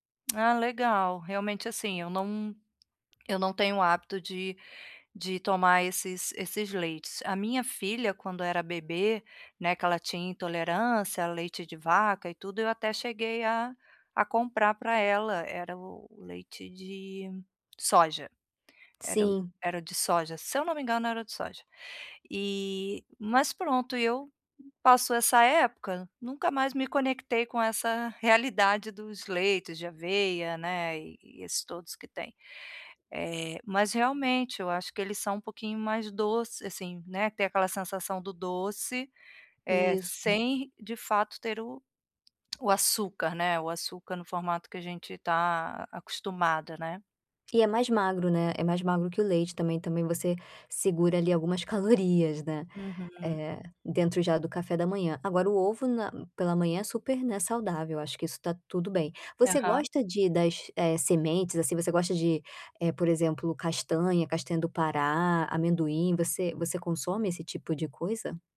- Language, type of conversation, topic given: Portuguese, advice, Como posso equilibrar praticidade e saúde ao escolher alimentos?
- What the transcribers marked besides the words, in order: tapping